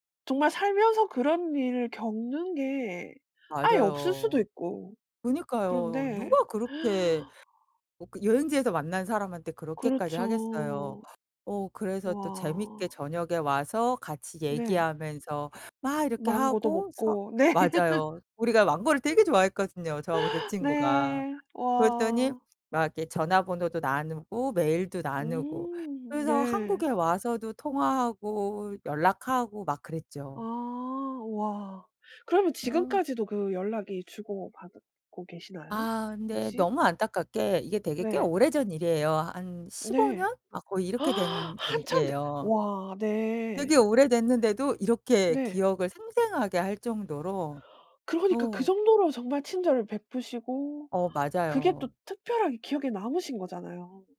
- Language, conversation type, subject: Korean, podcast, 여행 중에 만난 친절한 사람에 대한 이야기를 들려주실 수 있나요?
- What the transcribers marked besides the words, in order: tapping; gasp; laughing while speaking: "네"; laugh; gasp